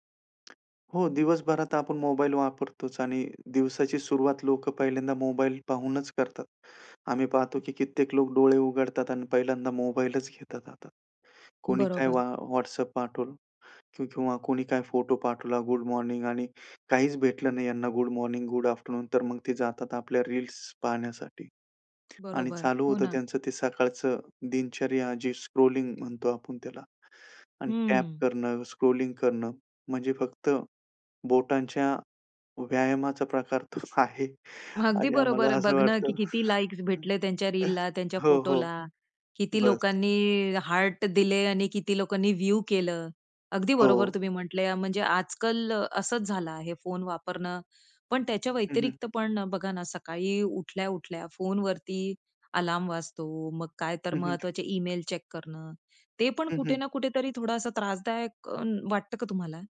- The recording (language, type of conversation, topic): Marathi, podcast, फोनचा वापर तुमच्या ऊर्जेवर कसा परिणाम करतो, असं तुम्हाला वाटतं?
- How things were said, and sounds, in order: tapping; other noise; in English: "स्क्रॉलिंग"; in English: "स्क्रॉलिंग"; laughing while speaking: "प्रकार तर आहे आणि आम्हाला असं वाटतं हो. हो. बस"; other background noise; in English: "चेक"